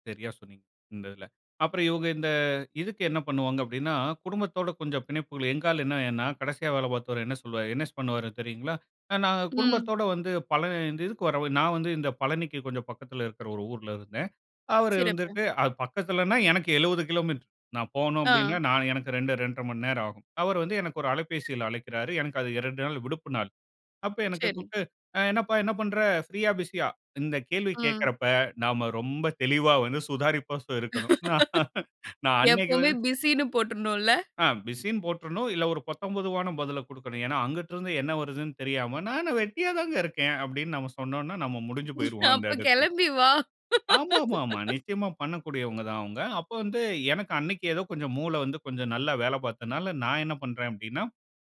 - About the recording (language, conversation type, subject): Tamil, podcast, மேலாளருடன் சமநிலையைக் காக்கும் வகையில் எல்லைகளை அமைத்துக்கொள்ள நீங்கள் எப்படித் தொடங்குவீர்கள்?
- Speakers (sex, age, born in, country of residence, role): female, 25-29, India, India, host; male, 35-39, India, India, guest
- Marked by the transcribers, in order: laughing while speaking: "நாம ரொம்ப தெளிவா வந்து சுதாரிப்பா இருக்கணும். நான் அன்னைக்கு வந்து"; laugh; put-on voice: "நான் என்ன வெட்டியாதாங்க இருக்கேன்"; laughing while speaking: "அப்ப கெளம்பி வா"; laughing while speaking: "நம்ம முடிஞ்சு போய்ருவோம் அந்த இடத்தில"; laugh